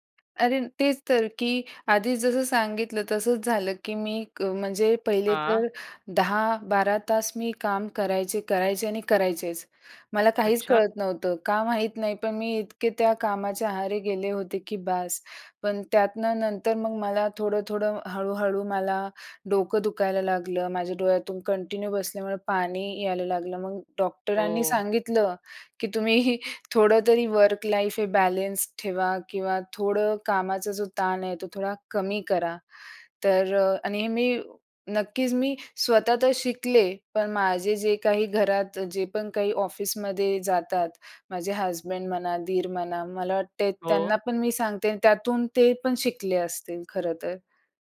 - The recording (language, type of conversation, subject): Marathi, podcast, तुमचे शरीर आता थांबायला सांगत आहे असे वाटल्यावर तुम्ही काय करता?
- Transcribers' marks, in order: other noise; tapping; in English: "कंटिन्यू"; laughing while speaking: "तुम्ही"; in English: "वर्क लाईफ"